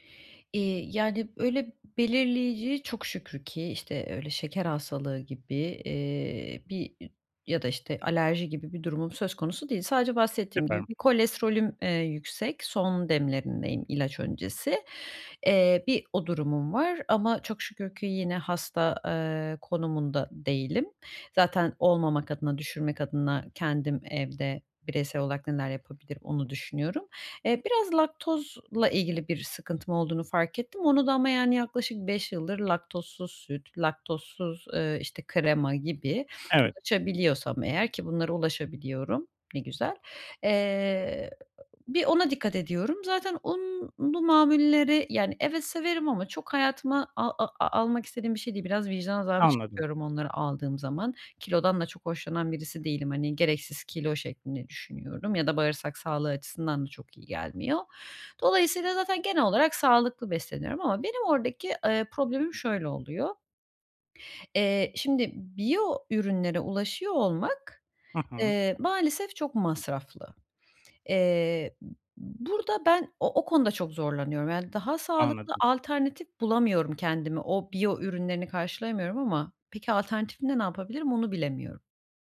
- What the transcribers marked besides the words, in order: unintelligible speech; tongue click; drawn out: "unlu"
- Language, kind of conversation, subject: Turkish, advice, Markette alışveriş yaparken nasıl daha sağlıklı seçimler yapabilirim?